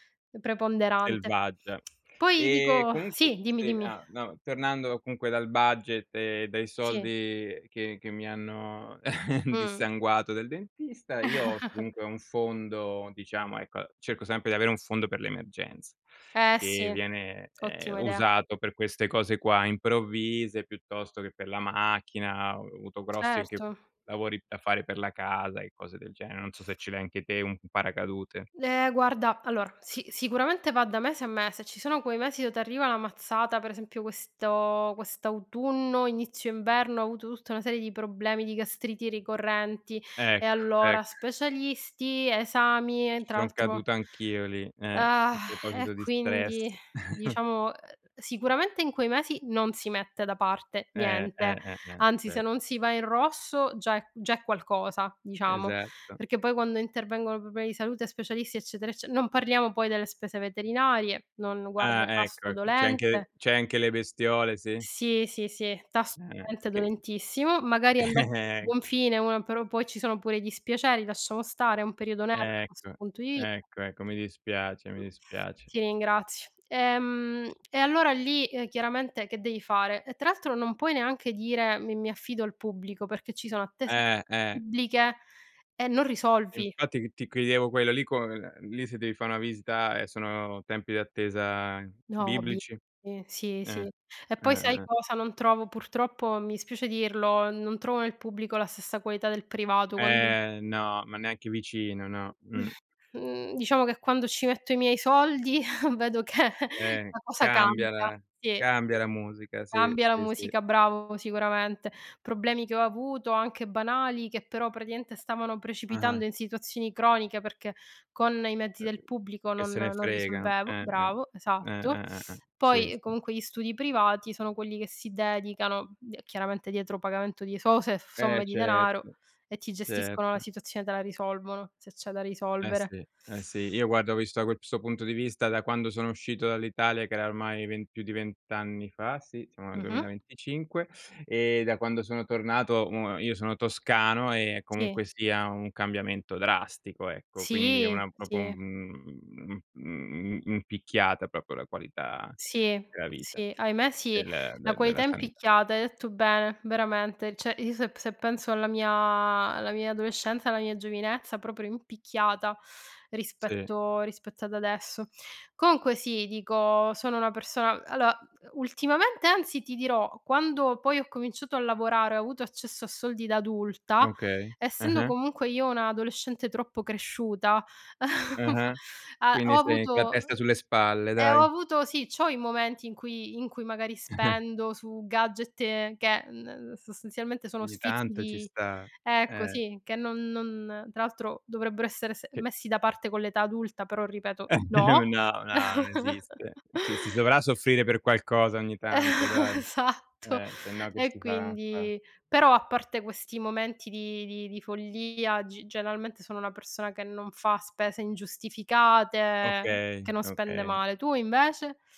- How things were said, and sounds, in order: tongue click; chuckle; chuckle; "l'emergenze" said as "emergenz"; sigh; exhale; chuckle; scoff; other background noise; sniff; tapping; exhale; laughing while speaking: "soldi"; laughing while speaking: "che"; "questo" said as "quepsto"; teeth sucking; "proprio" said as "propo"; "proprio" said as "propo"; "cioè" said as "ceh"; "allora" said as "aloa"; chuckle; chuckle; laughing while speaking: "Eh"; laugh; laugh; chuckle; laughing while speaking: "Esatto!"; "generalmente" said as "geralmente"
- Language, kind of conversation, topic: Italian, unstructured, Come gestisci il tuo budget mensile?